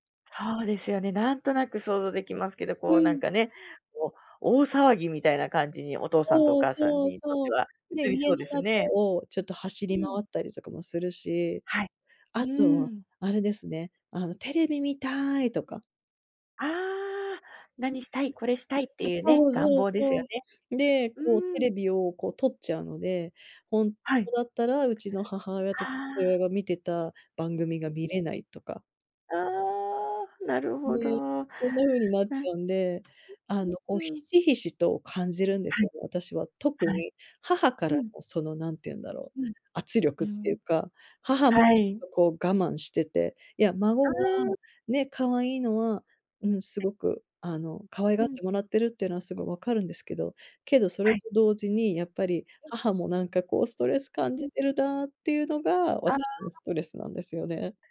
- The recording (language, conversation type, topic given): Japanese, advice, 旅行中に不安やストレスを感じたとき、どうすれば落ち着けますか？
- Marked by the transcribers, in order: other background noise; unintelligible speech; tapping